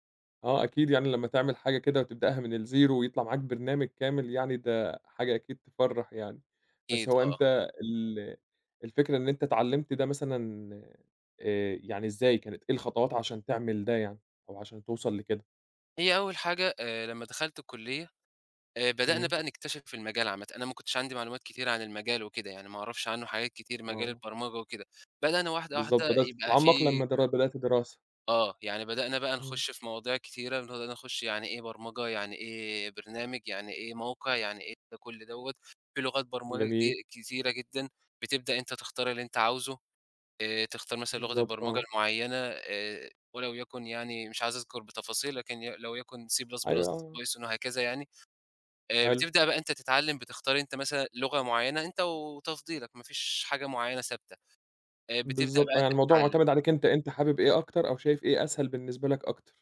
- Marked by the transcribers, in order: other noise; in English: "++python C"
- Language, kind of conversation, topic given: Arabic, podcast, إيه أكتر حاجة بتفرّحك لما تتعلّم حاجة جديدة؟